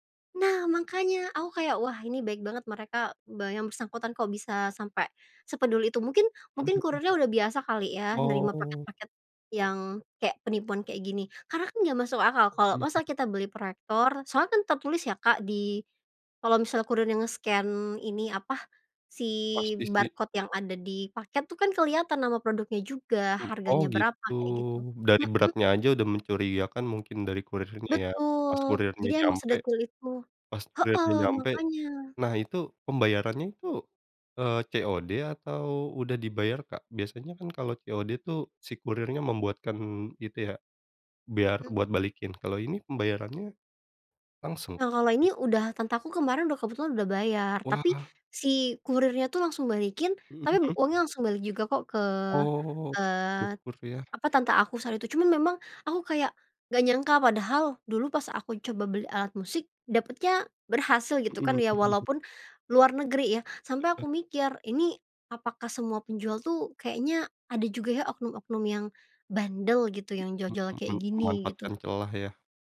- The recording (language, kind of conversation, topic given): Indonesian, podcast, Apa pengalaman belanja daringmu yang paling berkesan?
- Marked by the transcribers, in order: in English: "nge-scan"